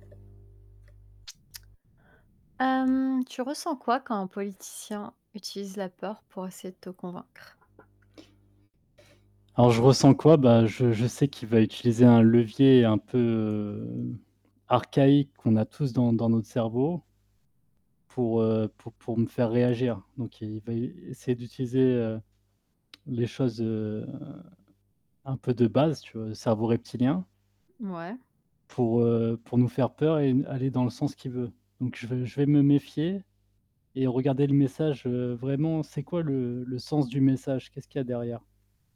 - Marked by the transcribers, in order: static; mechanical hum; tapping; other background noise
- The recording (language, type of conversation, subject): French, unstructured, Que ressens-tu lorsqu’un politicien utilise la peur pour convaincre ?